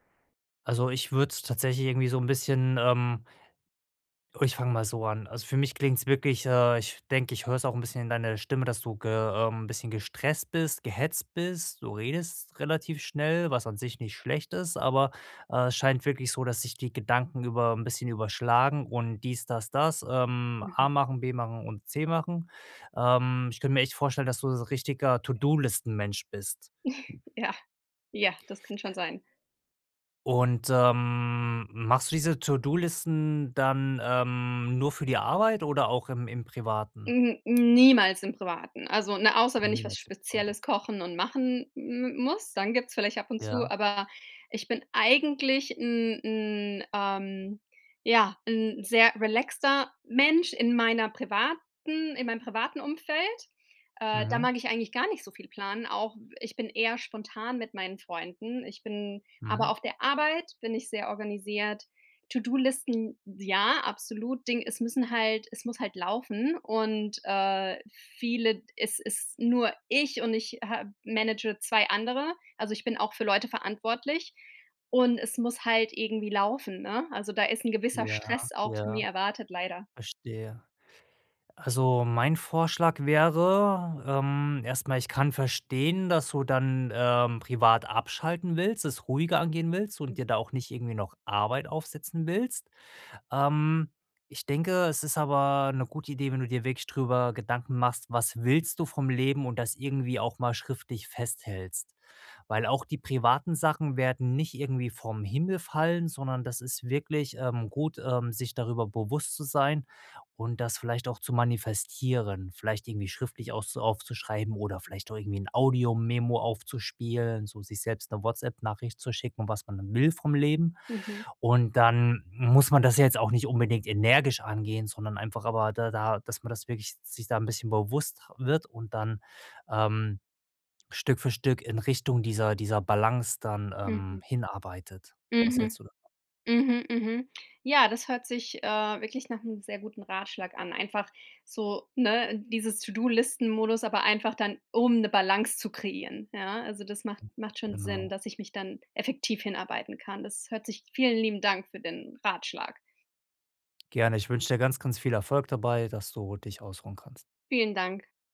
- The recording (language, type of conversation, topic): German, advice, Wie kann ich meine Konzentration bei Aufgaben verbessern und fokussiert bleiben?
- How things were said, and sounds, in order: chuckle; drawn out: "ähm"; drawn out: "ähm"; other background noise